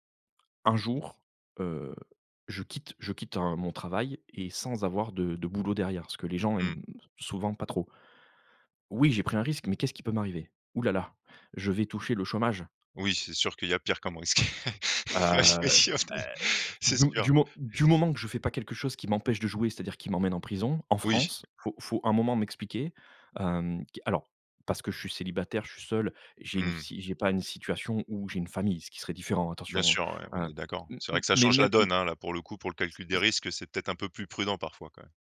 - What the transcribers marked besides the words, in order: stressed: "oui"; chuckle; laughing while speaking: "Ça c'est sûr c'est"; chuckle; tapping; unintelligible speech
- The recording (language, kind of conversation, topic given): French, podcast, Comment choisis-tu entre la sécurité et les possibilités d’évolution ?